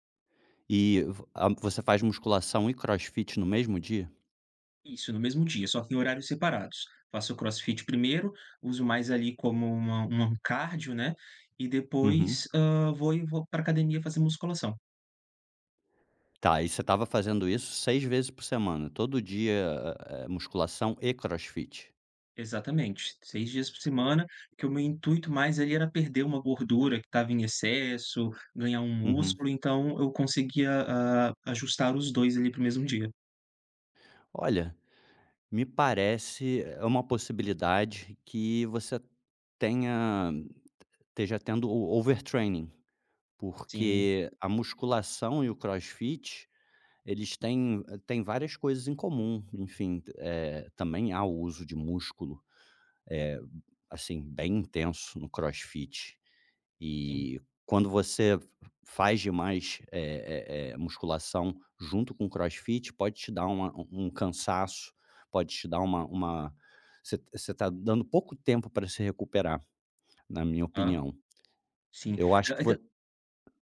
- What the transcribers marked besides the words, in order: tapping; in English: "overtraining"
- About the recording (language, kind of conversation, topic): Portuguese, advice, Como posso manter a rotina de treinos e não desistir depois de poucas semanas?